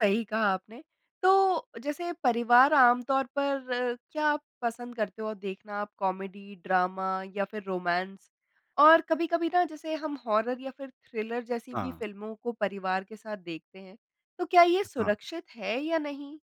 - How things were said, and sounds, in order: in English: "कॉमेडी, ड्रामा"; in English: "रोमांस?"; in English: "हॉरर"; in English: "थ्रिलर"
- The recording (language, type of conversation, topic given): Hindi, podcast, आपके परिवार में आमतौर पर किस तरह की फिल्में साथ बैठकर देखी जाती हैं?